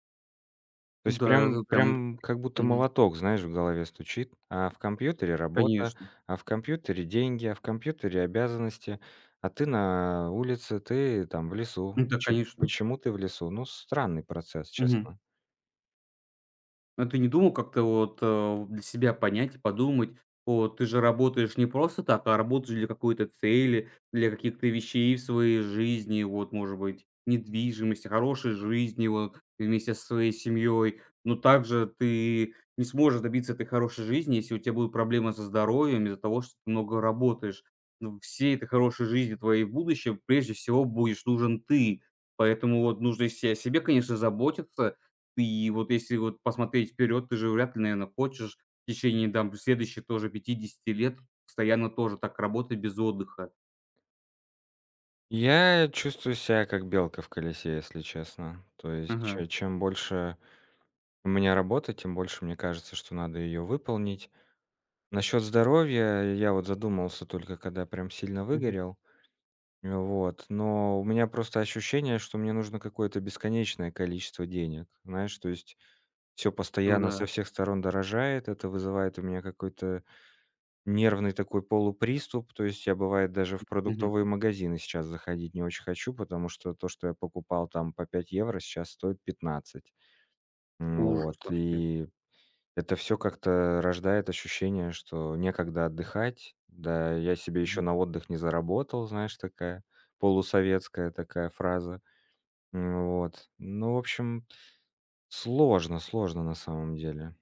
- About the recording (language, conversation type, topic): Russian, advice, Как чувство вины во время перерывов мешает вам восстановить концентрацию?
- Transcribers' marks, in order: tapping